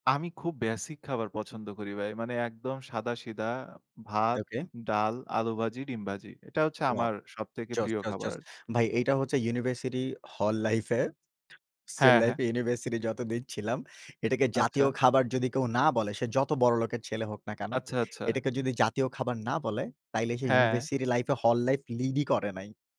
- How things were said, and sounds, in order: tapping
- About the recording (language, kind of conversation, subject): Bengali, unstructured, আপনি কোন ধরনের খাবার সবচেয়ে বেশি পছন্দ করেন?